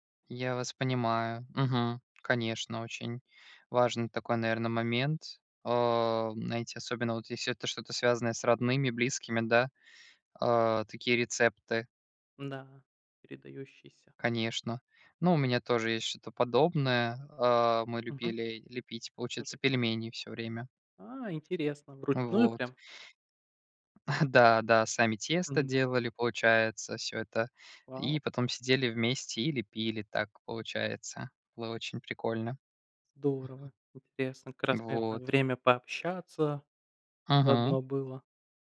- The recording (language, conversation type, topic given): Russian, unstructured, Какой вкус напоминает тебе о детстве?
- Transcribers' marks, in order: chuckle; other noise